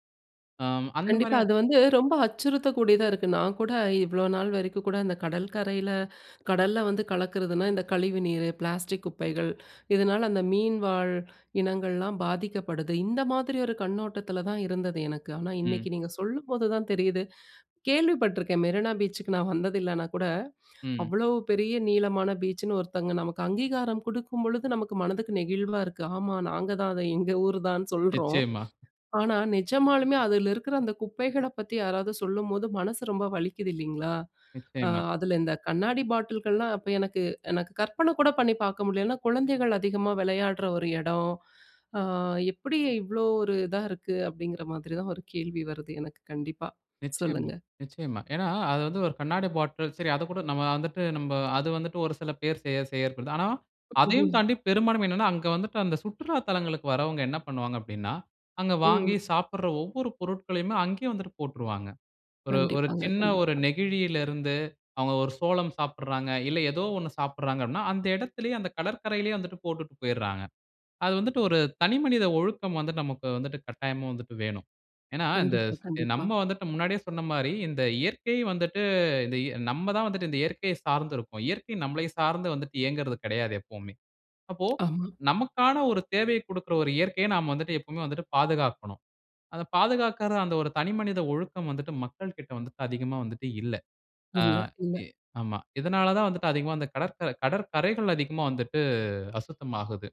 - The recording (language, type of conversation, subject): Tamil, podcast, கடல் கரை பாதுகாப்புக்கு மக்கள் எப்படிக் கலந்து கொள்ளலாம்?
- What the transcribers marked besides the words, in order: inhale; in English: "பிளாஸ்டிக்"; inhale; inhale; laughing while speaking: "ஆமா நாங்க தான், அத எங்க ஊர் தான்ன்னு சொல்றோம்"; inhale; inhale; laughing while speaking: "சொல்லுங்க"; tapping; grunt